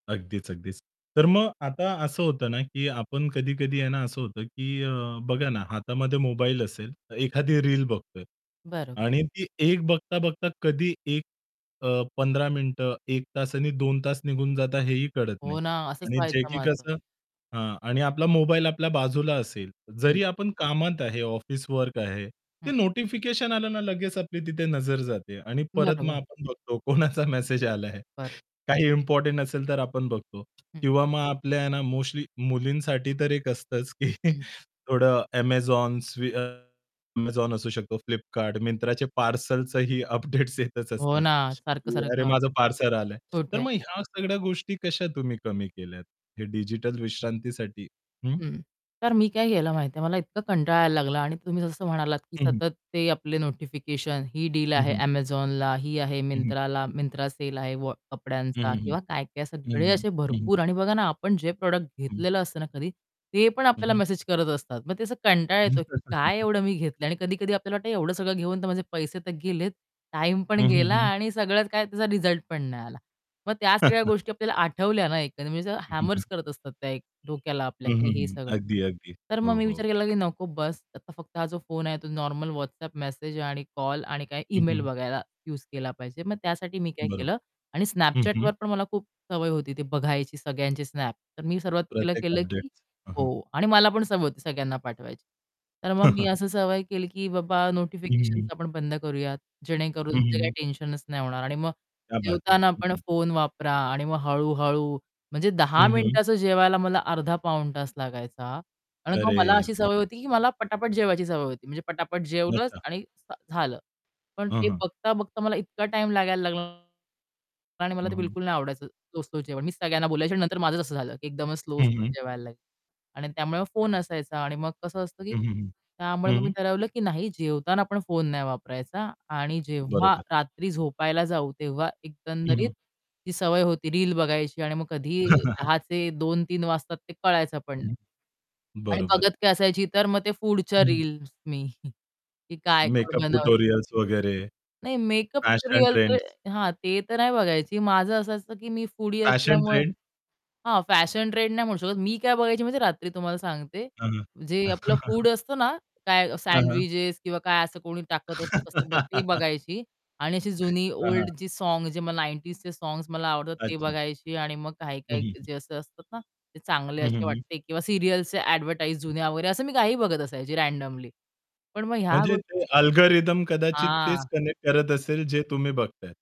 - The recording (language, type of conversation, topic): Marathi, podcast, तुला डिजिटल विश्रांती कधी आणि का घ्यावीशी वाटते?
- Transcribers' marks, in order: other background noise; static; distorted speech; laughing while speaking: "कोणाचा मेसेज आला आहे"; laughing while speaking: "की"; laughing while speaking: "अपडेट्स येतच असतात"; in English: "प्रॉडक्ट"; laugh; chuckle; in English: "हॅमर्स"; horn; laugh; in Hindi: "क्या बात है"; unintelligible speech; laughing while speaking: "हं, हं, हं"; chuckle; unintelligible speech; chuckle; laugh; in English: "सिरिअल्सचे ॲडव्हर्टाइज"; in English: "रँडमली"; in English: "अल्गोरिथम"; in English: "कनेक्ट"; unintelligible speech